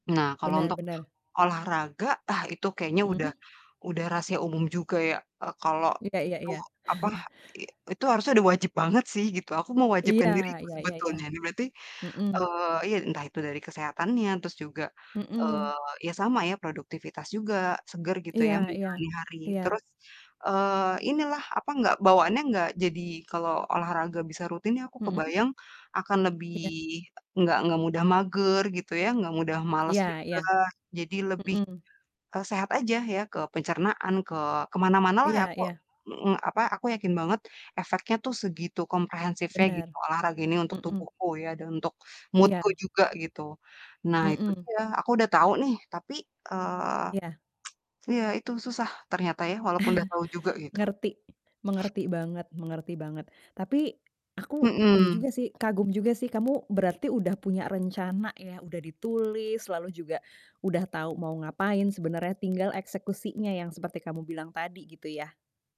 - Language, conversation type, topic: Indonesian, advice, Bagaimana cara agar saya bisa lebih mudah bangun pagi dan konsisten berolahraga?
- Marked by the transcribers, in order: distorted speech; chuckle; background speech; in English: "mood-ku"; tsk; other background noise; chuckle